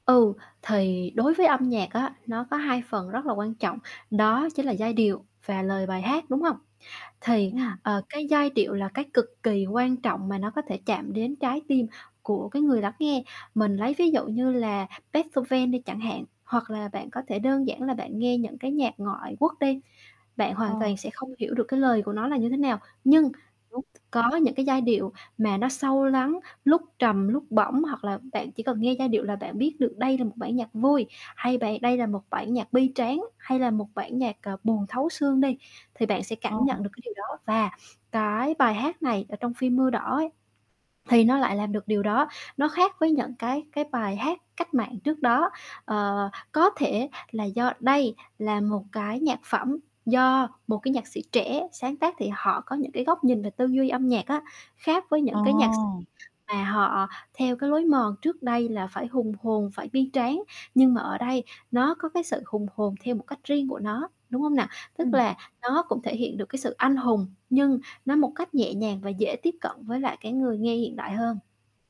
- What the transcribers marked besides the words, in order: static; distorted speech; tapping; other background noise
- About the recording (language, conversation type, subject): Vietnamese, podcast, Bài hát bạn yêu thích nhất hiện giờ là bài nào?